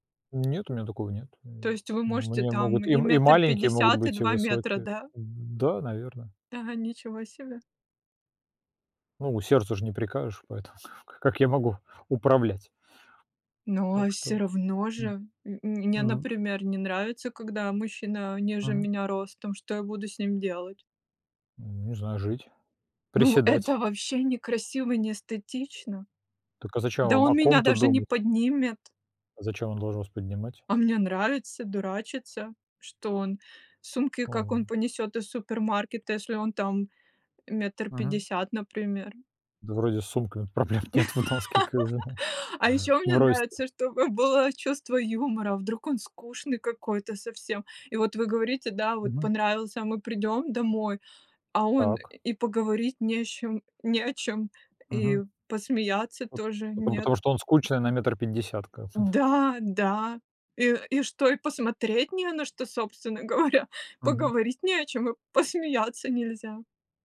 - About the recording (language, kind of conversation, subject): Russian, unstructured, Как понять, что ты влюблён?
- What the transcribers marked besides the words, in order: tapping; laughing while speaking: "ка как"; laugh; laughing while speaking: "проблем нет в в носке как бы, ну"; laughing while speaking: "говоря"